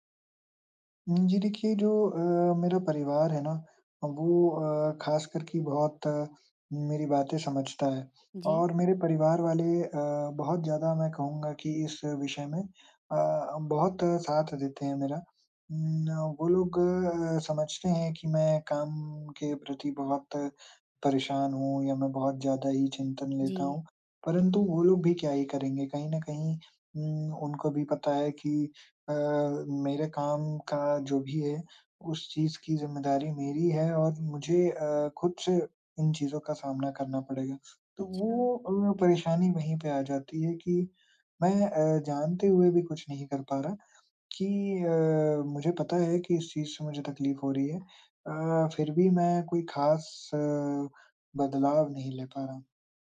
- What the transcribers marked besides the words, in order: tapping
- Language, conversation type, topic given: Hindi, advice, मैं छुट्टी के दौरान दोषी महसूस किए बिना पूरी तरह आराम कैसे करूँ?